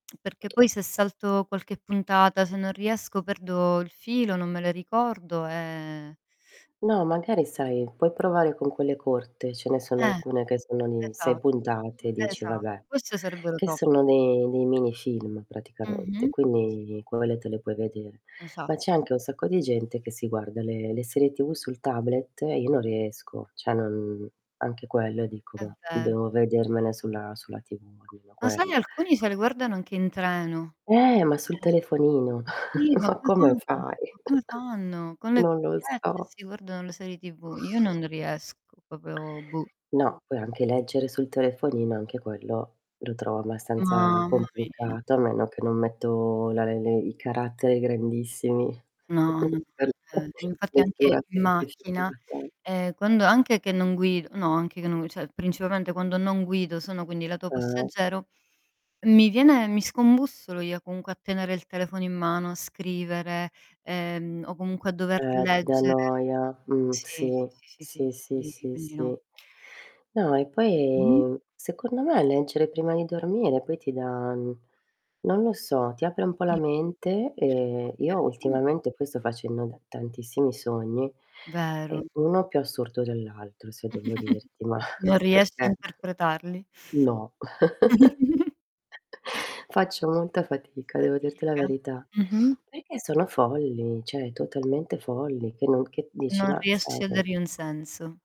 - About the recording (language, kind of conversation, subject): Italian, unstructured, In che modo leggere un libro prima di dormire può migliorare la qualità del sonno?
- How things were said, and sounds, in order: tapping; other background noise; static; distorted speech; mechanical hum; "cioè" said as "ceh"; unintelligible speech; chuckle; laughing while speaking: "Ma come fai?"; chuckle; "proprio" said as "popeo"; chuckle; "cioè" said as "ceh"; unintelligible speech; chuckle; laughing while speaking: "Mah"; chuckle; "cioè" said as "ceh"